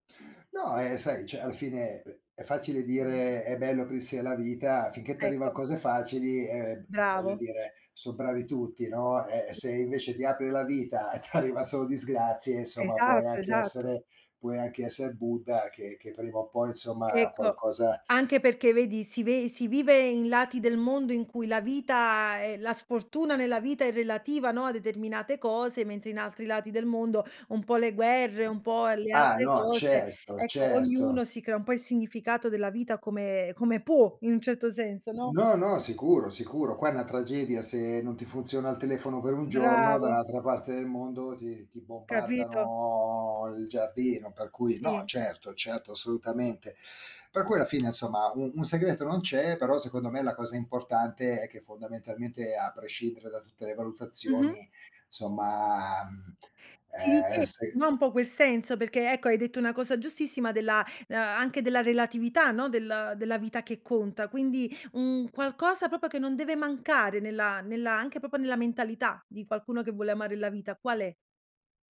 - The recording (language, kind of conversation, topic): Italian, podcast, Che cosa ti fa sentire che la tua vita conta?
- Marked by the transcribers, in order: "cioè" said as "ceh"; laughing while speaking: "t'arriva"; other background noise; drawn out: "bombardano"; tapping; "proprio" said as "propo"; "proprio" said as "propo"